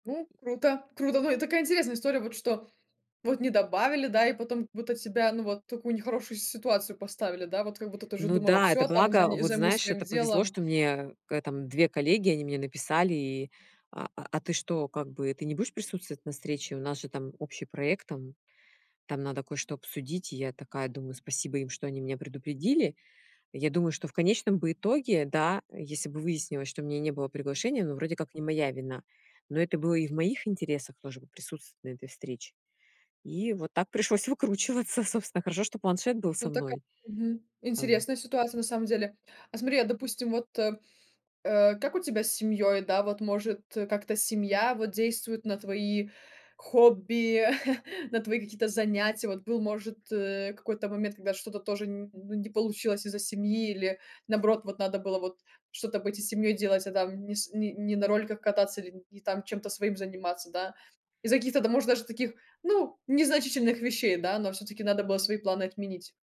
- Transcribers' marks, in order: other noise; other background noise; chuckle
- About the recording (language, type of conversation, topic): Russian, podcast, Как совместить хобби с работой и семьёй?